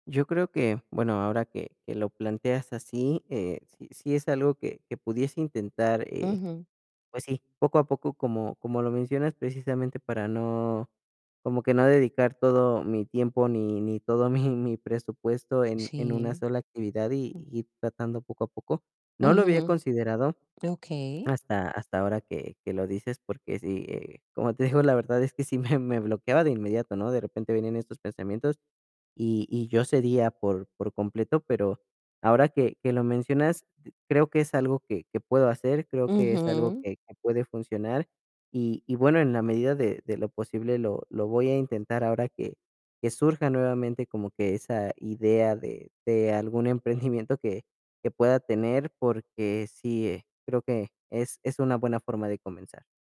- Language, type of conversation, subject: Spanish, advice, ¿Cómo puedo manejar una voz crítica interna intensa que descarta cada idea?
- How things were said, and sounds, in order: static; laughing while speaking: "mi"; chuckle; other noise; laughing while speaking: "digo"; laughing while speaking: "me"; laughing while speaking: "emprendimiento"